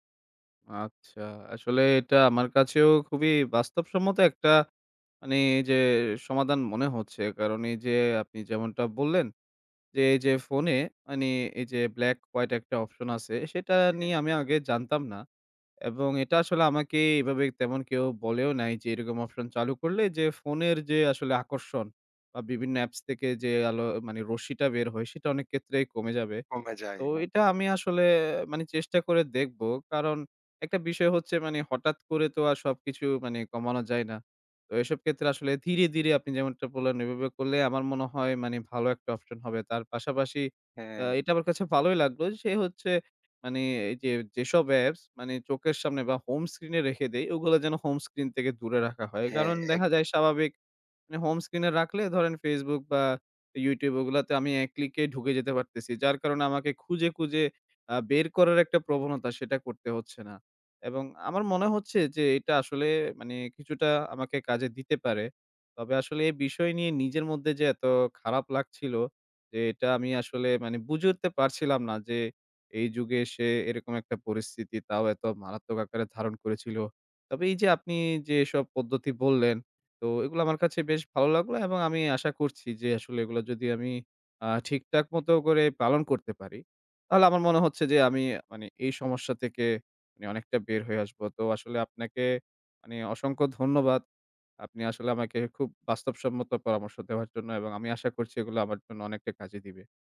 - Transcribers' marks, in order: other background noise; in English: "black white"; in English: "option"; other noise; in English: "option"
- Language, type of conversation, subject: Bengali, advice, ফোন দেখা কমানোর অভ্যাস গড়তে আপনার কি কষ্ট হচ্ছে?